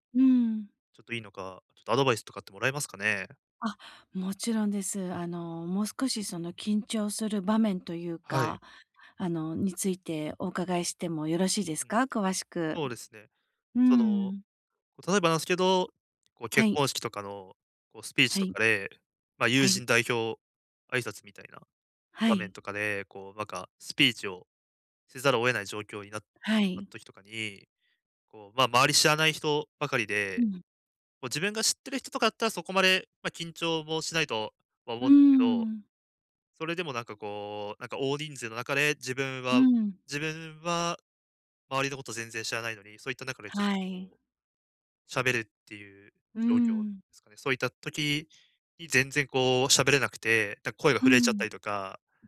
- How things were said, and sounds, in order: other background noise
- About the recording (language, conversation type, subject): Japanese, advice, 人前で話すときに自信を高めるにはどうすればよいですか？